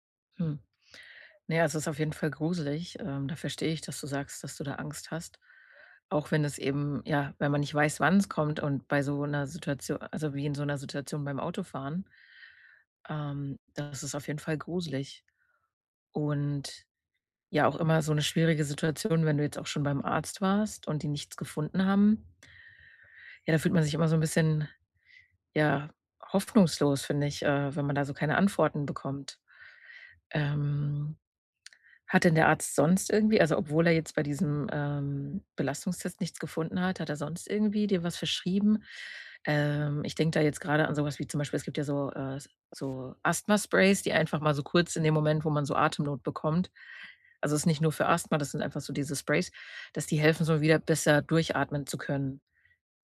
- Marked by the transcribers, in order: other background noise; tapping; background speech
- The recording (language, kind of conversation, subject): German, advice, Wie beschreibst du deine Angst vor körperlichen Symptomen ohne klare Ursache?